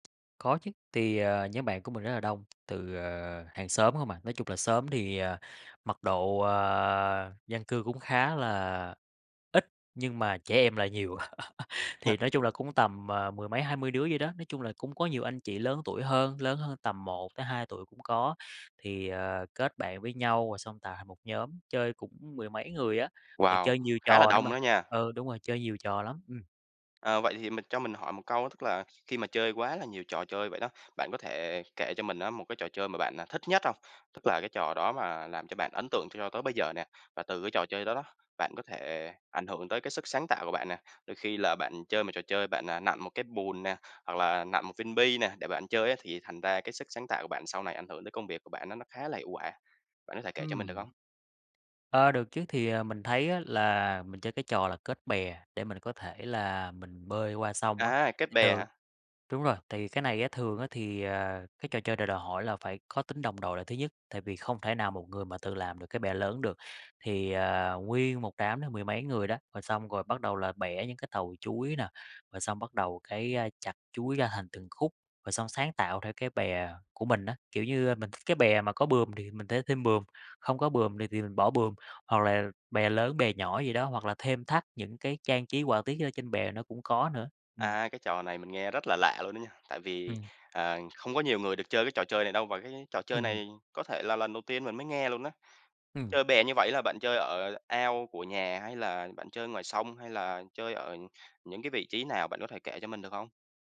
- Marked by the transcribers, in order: tapping; drawn out: "à"; laugh; other noise; "sẽ" said as "thẽ"
- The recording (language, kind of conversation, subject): Vietnamese, podcast, Trải nghiệm thời thơ ấu đã ảnh hưởng đến sự sáng tạo của bạn như thế nào?